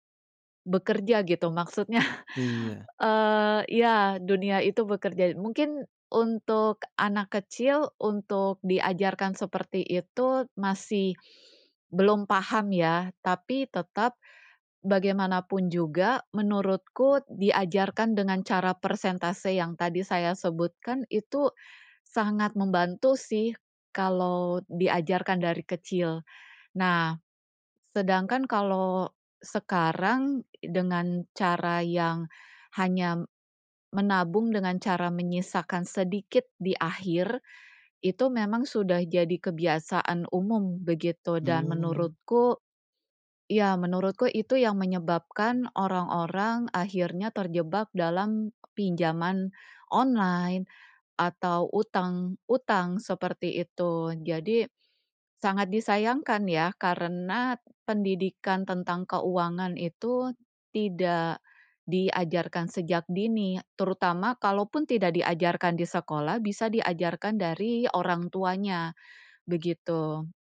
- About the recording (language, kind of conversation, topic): Indonesian, podcast, Gimana caramu mengatur keuangan untuk tujuan jangka panjang?
- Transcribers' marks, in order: laughing while speaking: "maksudnya"; tapping; in English: "online"; other background noise